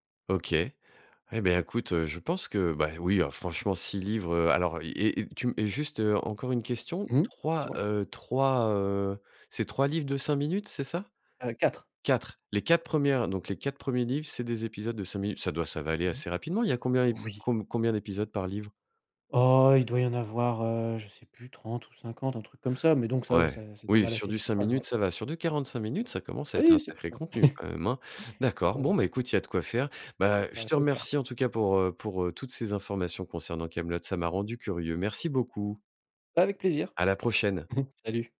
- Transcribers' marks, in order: unintelligible speech; chuckle; chuckle
- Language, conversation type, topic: French, podcast, Quelle série française aimerais-tu recommander et pourquoi ?